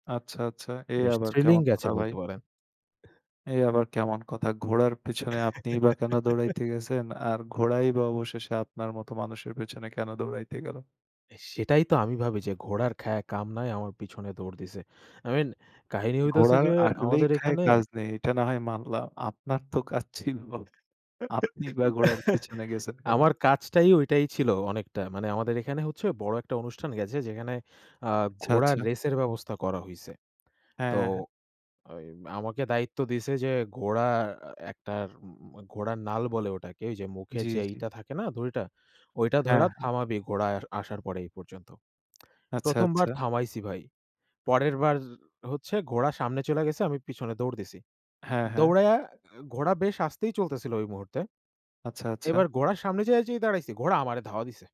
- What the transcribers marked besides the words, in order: laugh; laugh
- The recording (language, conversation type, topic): Bengali, unstructured, তোমার সবচেয়ে প্রিয় শৈশবের স্মৃতি কী?